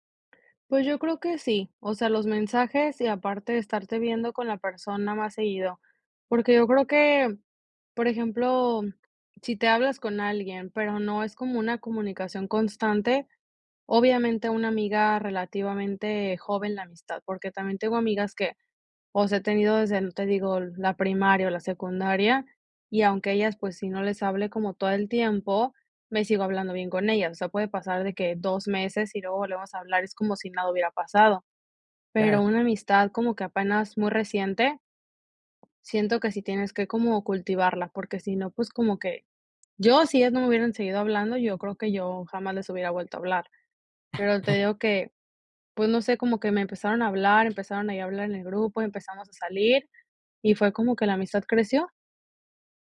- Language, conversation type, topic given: Spanish, podcast, ¿Qué amistad empezó de forma casual y sigue siendo clave hoy?
- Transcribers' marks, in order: tapping; chuckle